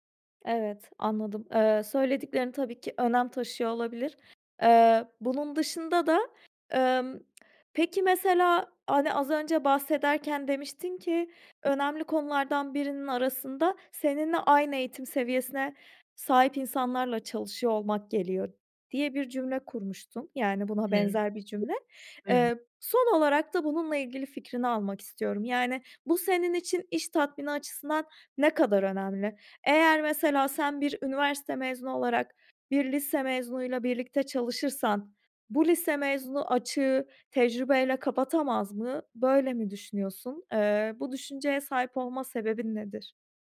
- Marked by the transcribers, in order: other background noise; tapping
- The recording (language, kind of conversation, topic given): Turkish, podcast, Para mı, iş tatmini mi senin için daha önemli?